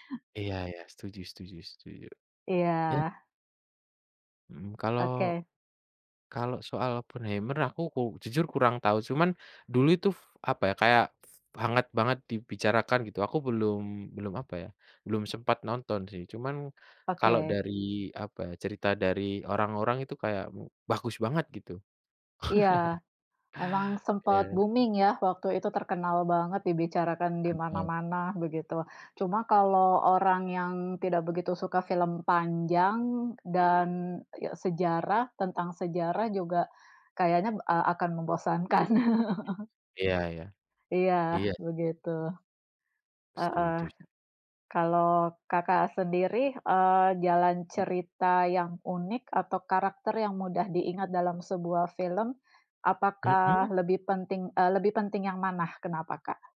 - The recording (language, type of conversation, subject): Indonesian, unstructured, Apa yang membuat cerita dalam sebuah film terasa kuat dan berkesan?
- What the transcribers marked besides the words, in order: chuckle; in English: "booming"; other background noise; chuckle